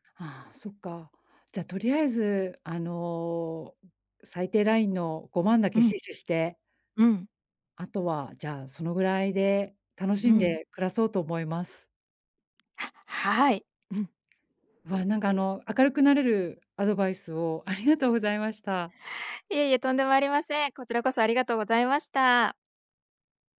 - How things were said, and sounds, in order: other background noise
- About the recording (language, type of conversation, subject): Japanese, advice, 毎月決まった額を貯金する習慣を作れないのですが、どうすれば続けられますか？